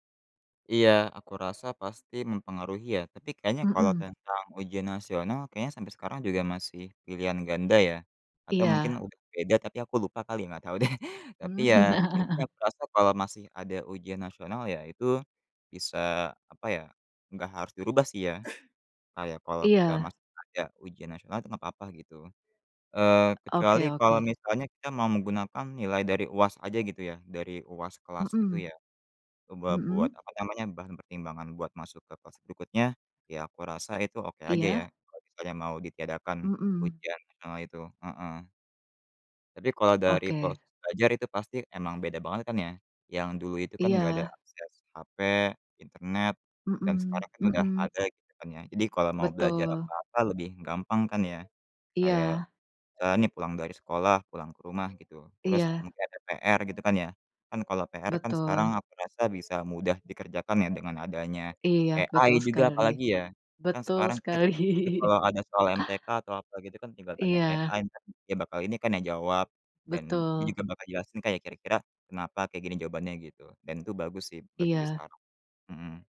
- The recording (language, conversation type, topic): Indonesian, unstructured, Apakah sekolah terlalu fokus pada hasil ujian dibandingkan proses belajar?
- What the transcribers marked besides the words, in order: chuckle; laughing while speaking: "deh"; chuckle; other background noise; in English: "AI"; unintelligible speech; laughing while speaking: "sekali"; chuckle; in English: "AI"; unintelligible speech